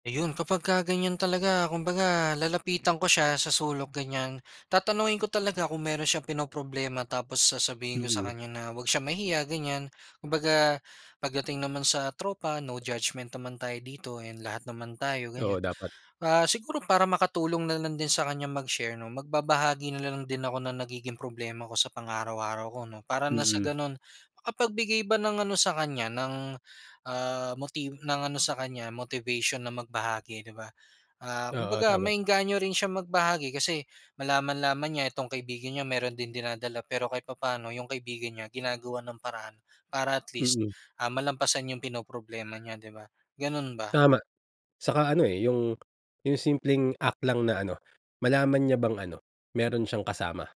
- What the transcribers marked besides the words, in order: none
- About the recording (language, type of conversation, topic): Filipino, podcast, Paano mo ipinapakita ang suporta sa kaibigan mo kapag may problema siya?